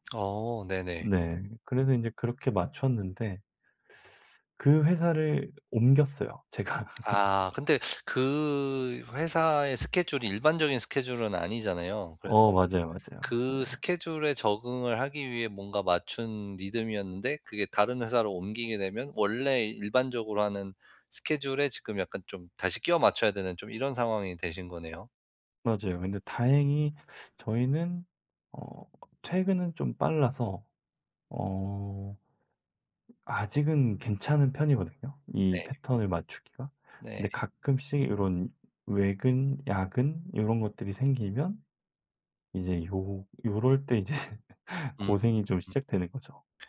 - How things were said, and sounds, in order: laugh; other background noise; tapping; laughing while speaking: "이제"; laugh
- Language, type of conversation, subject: Korean, advice, 야간 근무로 수면 시간이 뒤바뀐 상태에 적응하기가 왜 이렇게 어려울까요?